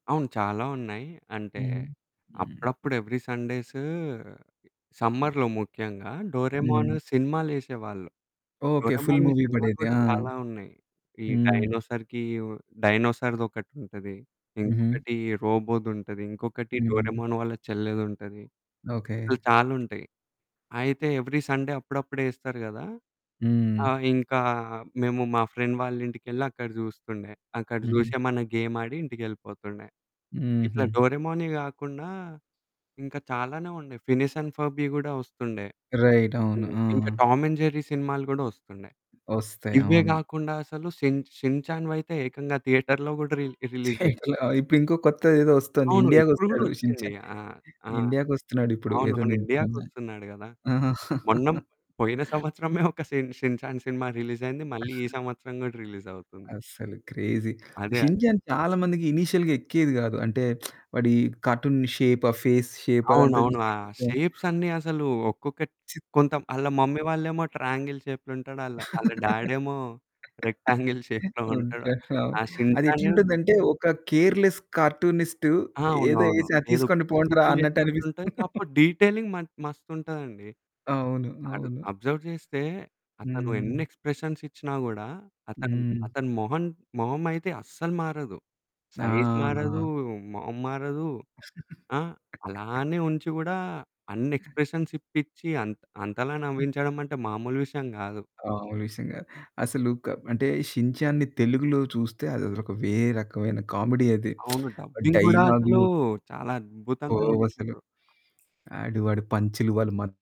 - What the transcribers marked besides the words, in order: in English: "ఎవ్రీ"; in English: "సమ్మర్‌లో"; other background noise; in English: "ఫుల్ మూవీ"; in English: "డైనోసార్‌కి డైనోసార్‌ది"; in English: "రోబోది"; in English: "ఎవ్రీ సండే"; in English: "ఫ్రెండ్"; in English: "రైట్"; in English: "థియేటర్‌లో"; in English: "రిలీజ్"; horn; chuckle; chuckle; in English: "క్రేజీ"; in English: "ఇనీషియల్‌గా"; lip smack; in English: "కార్టూన్ షేప్"; in English: "ఫేస్ షేప్"; distorted speech; in English: "షేప్స్"; in English: "మమ్మీ"; in English: "ట్రయాంగిల్ షేప్‌లో"; tapping; laugh; in English: "రెక్టాంగిల్ షేప్‌లో"; in English: "కేర్‌లెస్"; laugh; in English: "డీటెయిలింగ్"; in English: "అబ్జర్వ్"; in English: "ఎక్స్‌ప్రెషన్స్"; in English: "సైజ్"; chuckle; in English: "ఎక్స్‌ప్రెషన్స్"; in English: "కామెడీ"; in English: "డబ్బింగ్"; lip smack
- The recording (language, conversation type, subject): Telugu, podcast, మీకు చిన్నప్పుడు ఇష్టమైన కార్టూన్ లేదా టీవీ కార్యక్రమం ఏది, దాని గురించి చెప్పగలరా?